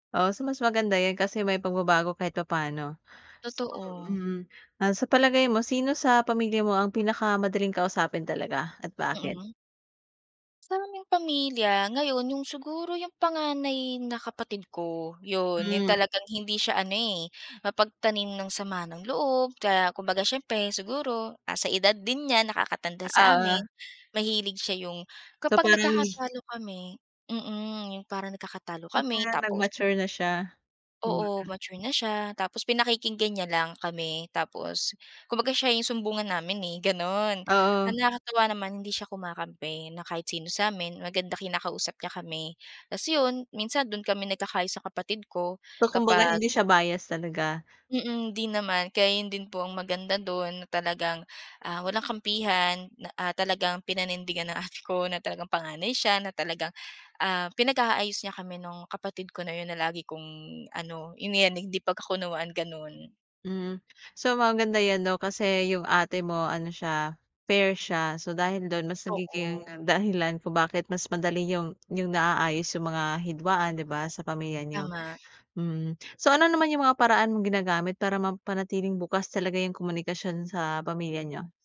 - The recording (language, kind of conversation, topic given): Filipino, podcast, Paano mo pinananatili ang maayos na komunikasyon sa pamilya?
- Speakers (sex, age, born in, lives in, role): female, 25-29, Philippines, Philippines, guest; female, 25-29, Philippines, Philippines, host
- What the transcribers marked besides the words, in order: other background noise; in English: "bias"; in English: "fair"